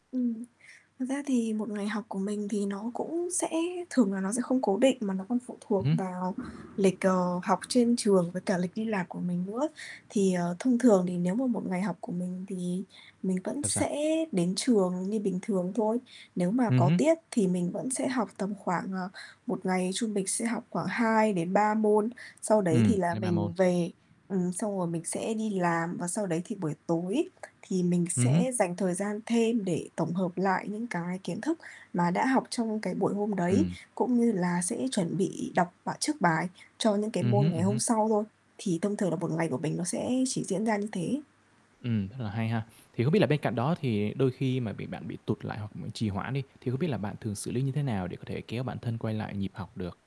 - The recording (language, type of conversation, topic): Vietnamese, podcast, Bí quyết quản lý thời gian khi học của bạn là gì?
- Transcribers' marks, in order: static; tapping; other background noise